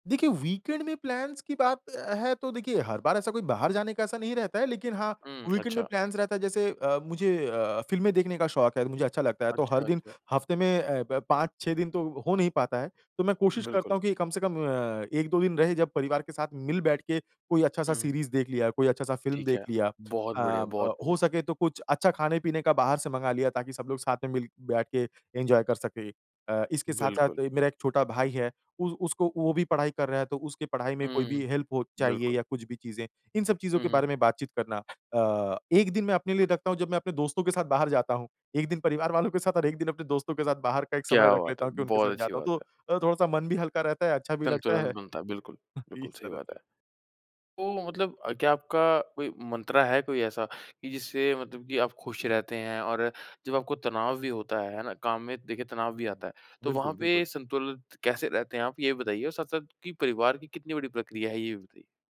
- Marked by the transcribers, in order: in English: "वीकेंड"; in English: "प्लान्स"; in English: "वीकेंड"; in English: "प्लान्स"; in English: "एन्जॉय"; in English: "हेल्प"; in English: "मंत्रा"
- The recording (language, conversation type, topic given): Hindi, podcast, काम और निजी जीवन में संतुलन बनाए रखने के लिए आप कौन-से नियम बनाते हैं?